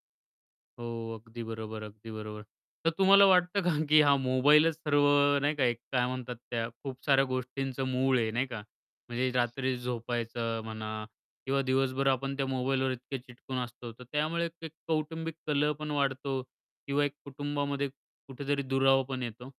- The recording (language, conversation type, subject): Marathi, podcast, रात्री फोन वापरण्याची तुमची पद्धत काय आहे?
- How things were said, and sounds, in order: laughing while speaking: "वाटतं का, की"; static; tapping